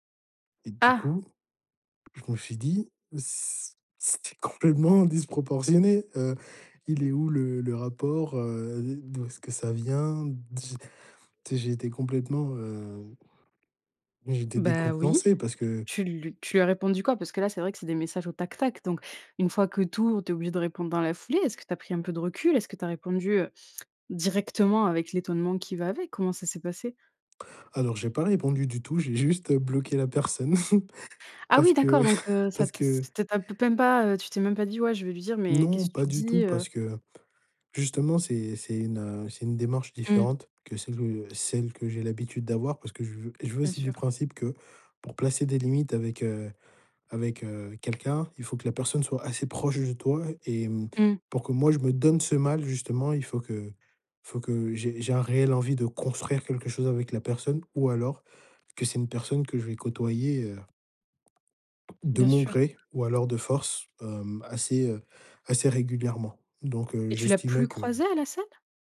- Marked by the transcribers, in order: other background noise; stressed: "complètement"; chuckle; stressed: "donne"; stressed: "construire"; tapping
- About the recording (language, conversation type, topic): French, podcast, Comment réagis-tu quand quelqu’un dépasse tes limites ?